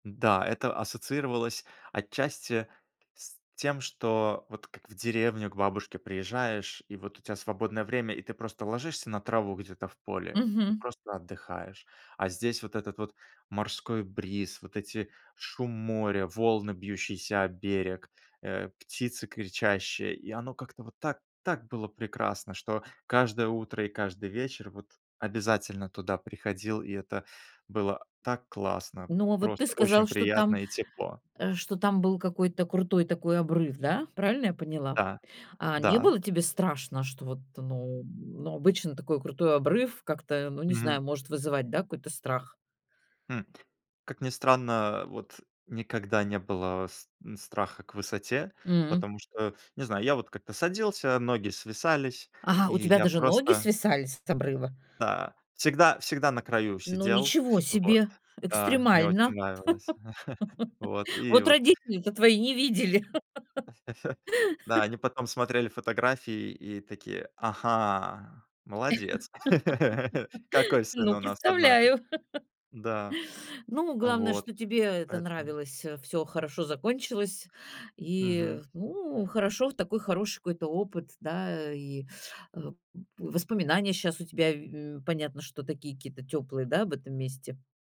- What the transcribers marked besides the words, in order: other background noise; other noise; laugh; chuckle; laugh; laugh; laugh
- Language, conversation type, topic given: Russian, podcast, Какое у вас любимое тихое место на природе и почему оно вам так дорого?